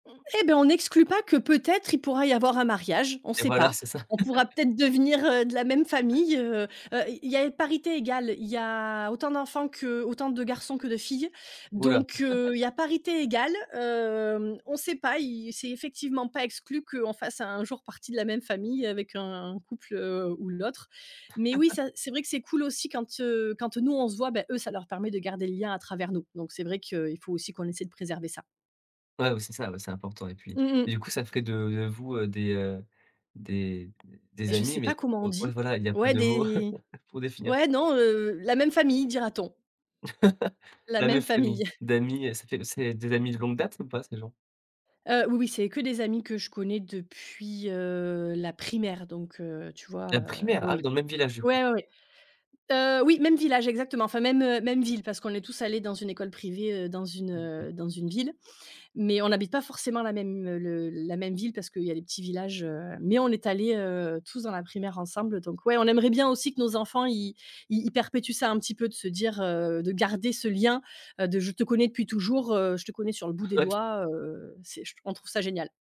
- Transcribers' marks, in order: laugh; laugh; laugh; chuckle; laugh; chuckle; other background noise; unintelligible speech
- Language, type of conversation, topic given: French, podcast, Comment garder le lien quand tout le monde est débordé ?